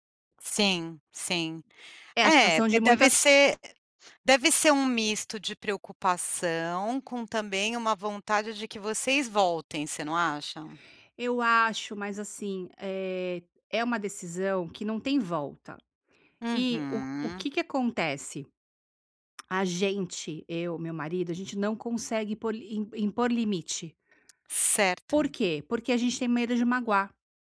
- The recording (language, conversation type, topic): Portuguese, advice, Como posso estabelecer limites claros para interromper padrões familiares prejudiciais e repetitivos?
- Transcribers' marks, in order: other noise